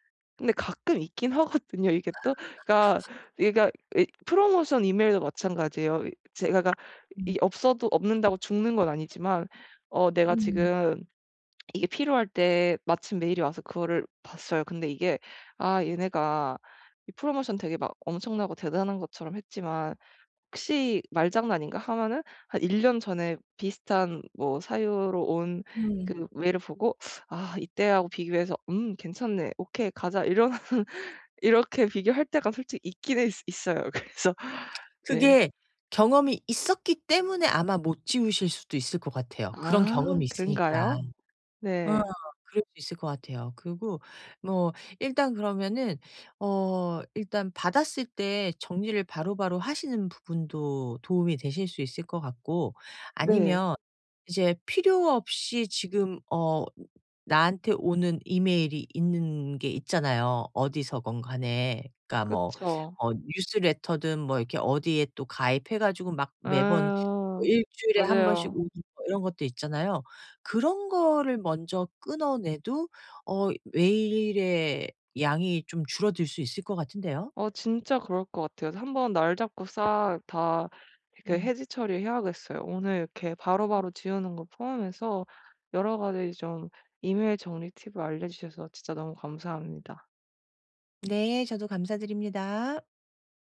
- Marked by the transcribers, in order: laughing while speaking: "하거든요"; laugh; other background noise; lip smack; teeth sucking; laughing while speaking: "이런"; laughing while speaking: "있기는 있어요. 그래서"; lip smack; in English: "레터든"
- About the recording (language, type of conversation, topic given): Korean, advice, 이메일과 알림을 오늘부터 깔끔하게 정리하려면 어떻게 시작하면 좋을까요?